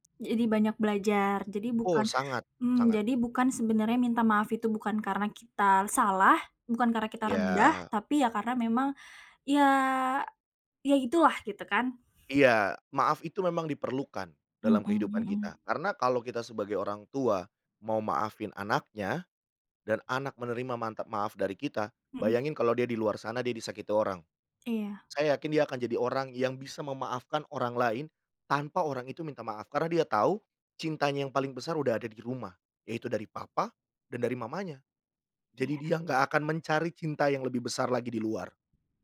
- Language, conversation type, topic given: Indonesian, podcast, Film apa yang paling berpengaruh buat kamu, dan kenapa?
- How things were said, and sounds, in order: none